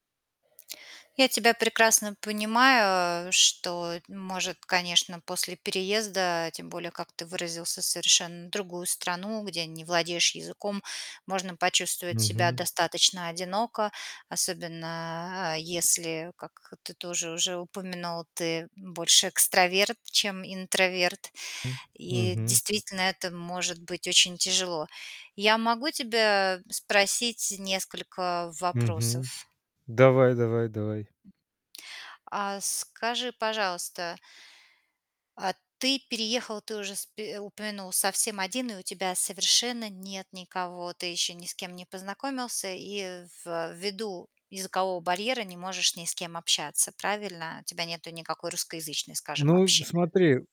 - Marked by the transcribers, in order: none
- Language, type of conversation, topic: Russian, advice, С какими трудностями вы сталкиваетесь при поиске друзей и как справляетесь с чувством одиночества в новом месте?